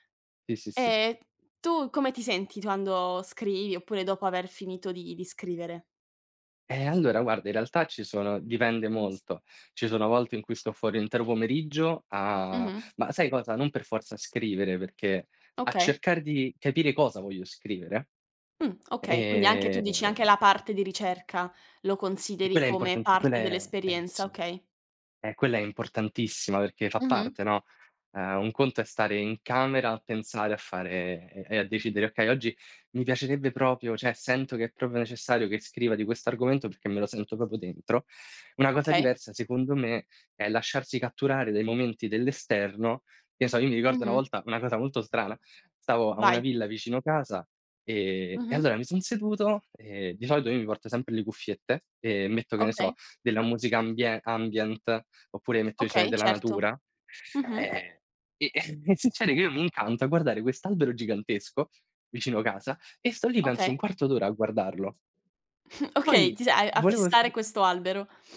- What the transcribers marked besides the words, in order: "quando" said as "tando"; other background noise; drawn out: "Ehm"; "proprio" said as "propio"; "cioè" said as "ceh"; "proprio" said as "propo"; tapping; "proprio" said as "propo"; in English: "ambient"; snort
- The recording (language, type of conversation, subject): Italian, unstructured, Come ti senti dopo una bella sessione del tuo hobby preferito?
- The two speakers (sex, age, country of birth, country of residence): female, 20-24, Italy, Italy; male, 20-24, Italy, Italy